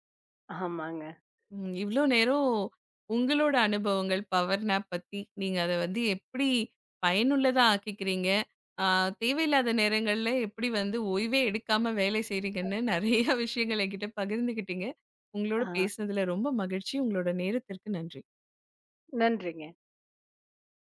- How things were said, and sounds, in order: laughing while speaking: "ஆமாங்க"; in English: "பவர் நேப்"; laughing while speaking: "நிறையா விஷயங்களை"
- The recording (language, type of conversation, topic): Tamil, podcast, சிறு ஓய்வுகள் எடுத்த பிறகு உங்கள் அனுபவத்தில் என்ன மாற்றங்களை கவனித்தீர்கள்?